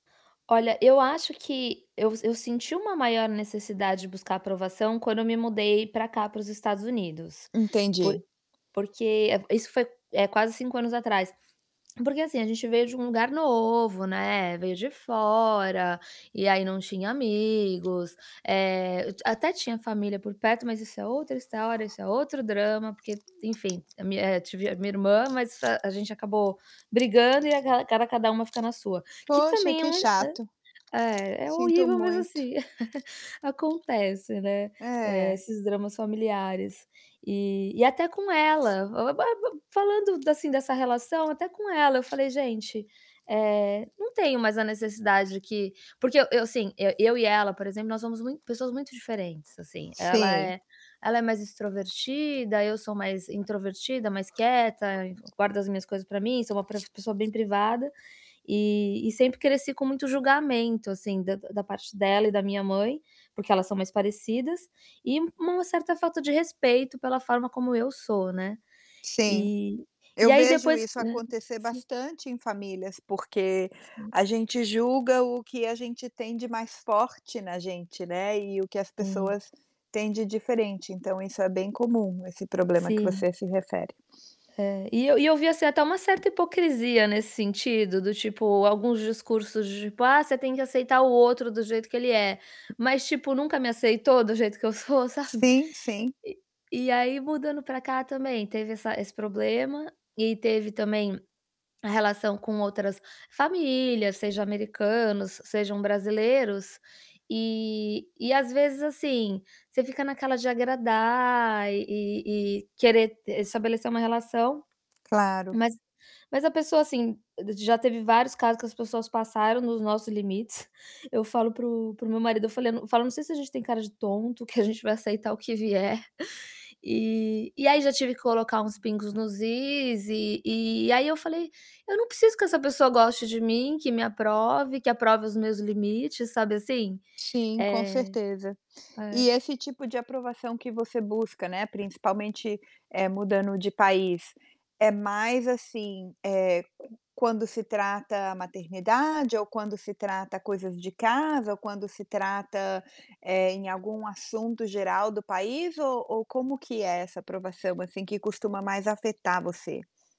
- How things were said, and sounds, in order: tapping; static; distorted speech; other background noise; chuckle; laughing while speaking: "nunca me aceitou do jeito que eu sou, sabe?"; laughing while speaking: "tonto, que a gente vai aceitar o que vier. E"
- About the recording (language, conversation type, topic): Portuguese, advice, Como posso construir mais confiança em mim sem depender da aprovação alheia?